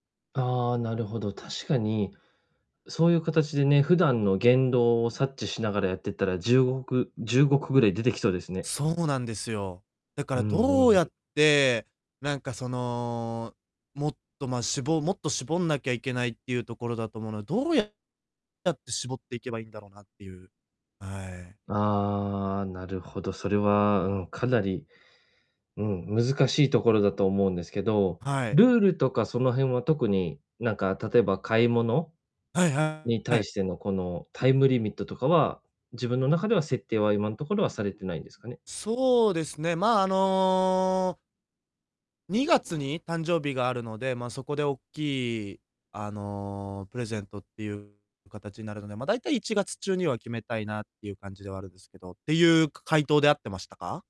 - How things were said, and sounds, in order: distorted speech
- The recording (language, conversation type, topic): Japanese, advice, 買い物で選択肢が多すぎて迷ったとき、どうやって決めればいいですか？